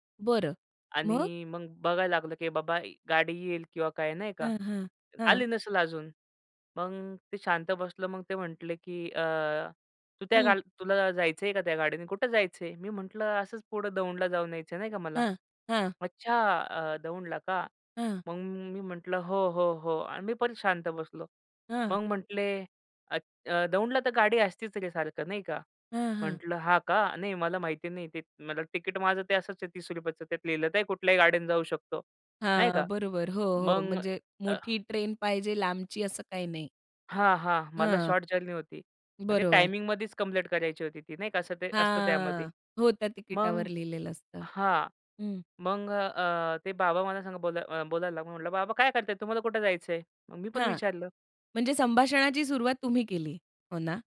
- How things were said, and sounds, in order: in English: "शॉर्ट जर्नी"; drawn out: "हा"
- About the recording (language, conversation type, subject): Marathi, podcast, स्टेशनवर अनोळखी व्यक्तीशी झालेल्या गप्पांमुळे तुमच्या विचारांत किंवा निर्णयांत काय बदल झाला?
- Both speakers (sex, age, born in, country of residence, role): female, 30-34, India, India, host; male, 25-29, India, India, guest